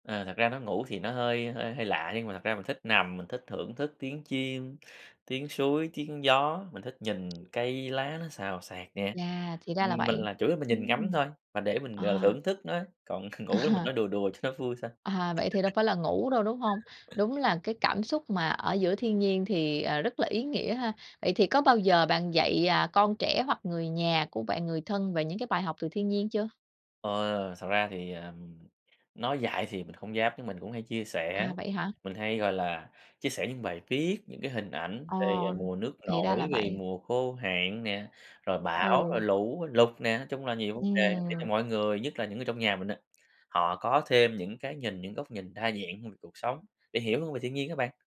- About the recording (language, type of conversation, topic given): Vietnamese, podcast, Một bài học lớn bạn học được từ thiên nhiên là gì?
- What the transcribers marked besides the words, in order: tapping; laughing while speaking: "À"; chuckle; laugh; other noise; other background noise